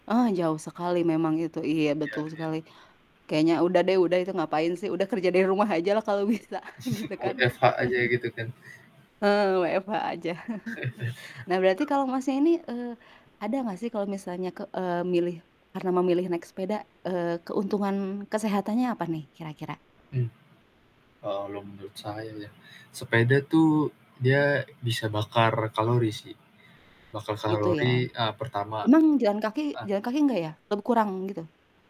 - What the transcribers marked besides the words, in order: static; distorted speech; laughing while speaking: "ajalah kalo bisa"; chuckle; chuckle
- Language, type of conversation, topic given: Indonesian, unstructured, Apa yang membuat Anda lebih memilih bersepeda daripada berjalan kaki?